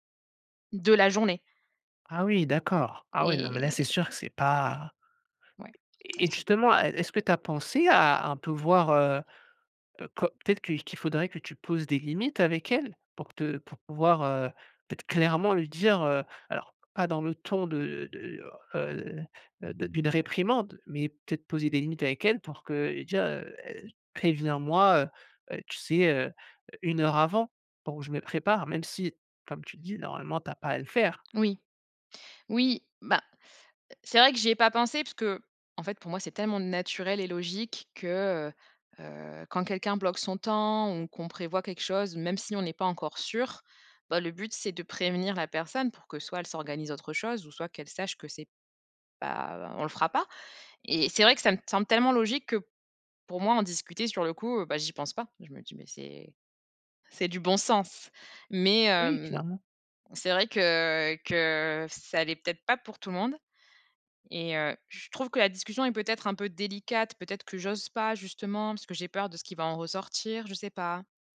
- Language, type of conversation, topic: French, advice, Comment te sens-tu quand un ami ne te contacte que pour en retirer des avantages ?
- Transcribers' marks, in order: unintelligible speech; stressed: "clairement"; tapping